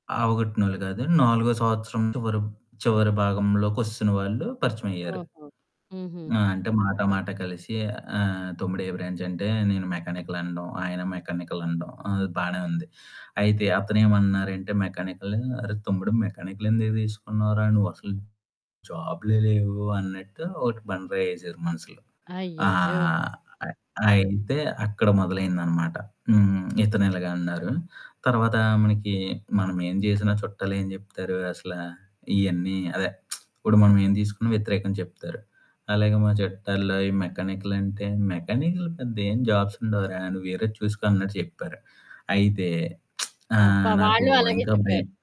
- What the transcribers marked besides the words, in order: distorted speech; in English: "మెకానికల్"; in English: "మెకానికల్"; other background noise; lip smack; in English: "మెకానికల్"; lip smack
- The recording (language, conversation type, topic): Telugu, podcast, మీ జీవితంలో మీరు తీసుకున్న ఒక పెద్ద తప్పు నిర్ణయం గురించి చెప్పగలరా?